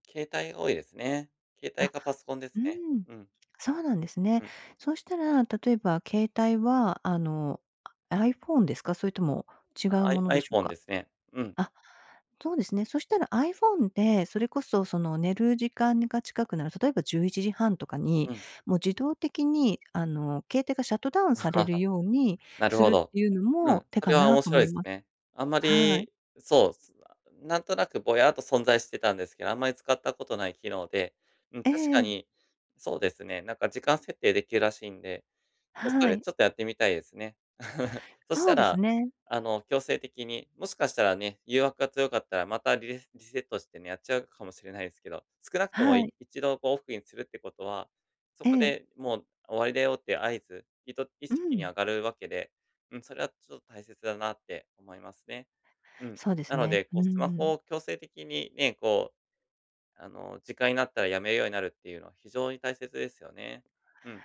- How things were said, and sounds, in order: chuckle; groan; chuckle
- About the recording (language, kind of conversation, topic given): Japanese, advice, 夜のルーティンを習慣化して続けるコツは何ですか？